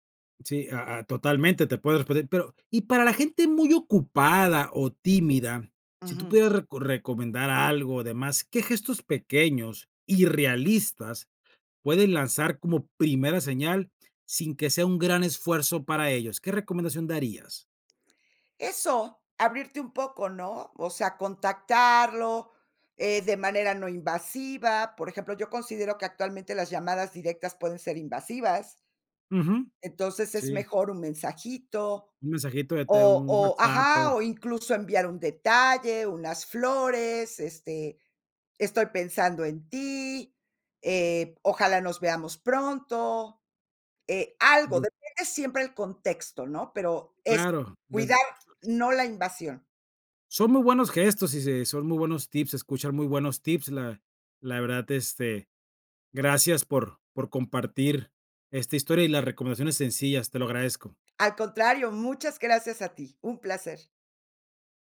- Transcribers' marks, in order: unintelligible speech; unintelligible speech
- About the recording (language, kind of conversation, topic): Spanish, podcast, ¿Qué acciones sencillas recomiendas para reconectar con otras personas?